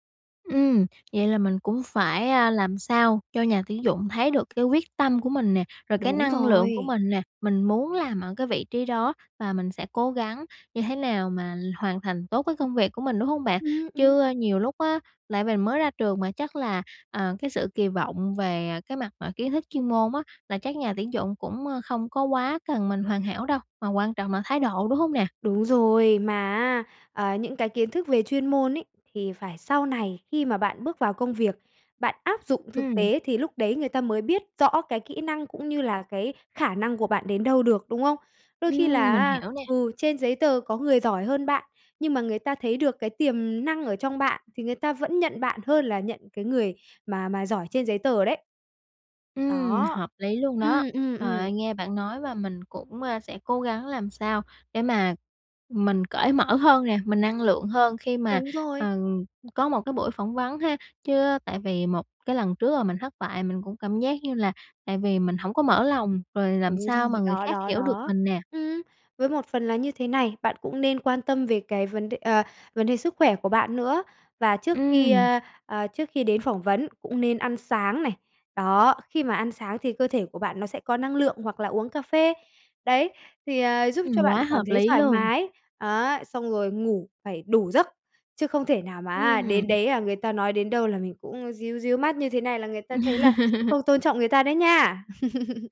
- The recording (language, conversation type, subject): Vietnamese, advice, Làm thế nào để giảm lo lắng trước cuộc phỏng vấn hoặc một sự kiện quan trọng?
- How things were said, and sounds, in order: tapping; laugh; laugh